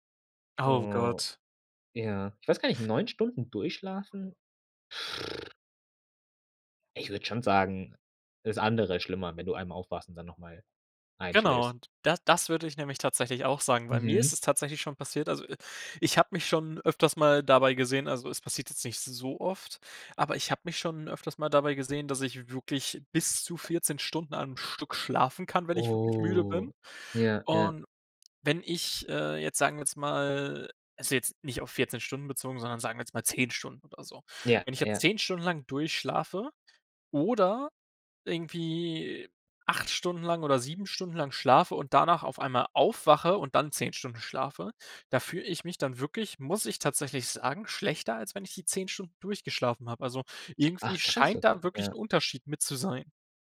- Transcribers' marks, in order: lip trill; stressed: "so"; drawn out: "Oh"
- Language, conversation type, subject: German, podcast, Was hilft dir beim Einschlafen, wenn du nicht zur Ruhe kommst?